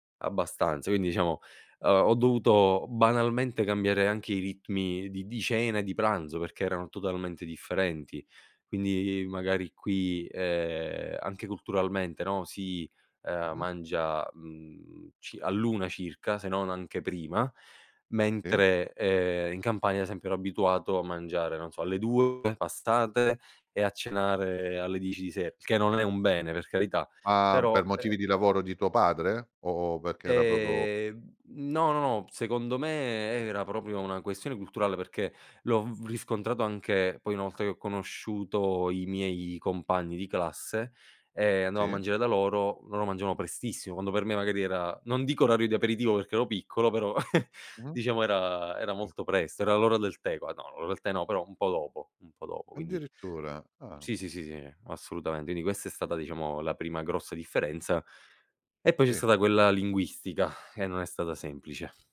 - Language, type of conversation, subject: Italian, podcast, Com’è, secondo te, sentirsi a metà tra due culture?
- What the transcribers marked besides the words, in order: drawn out: "ehm"; drawn out: "ehm"; chuckle; sigh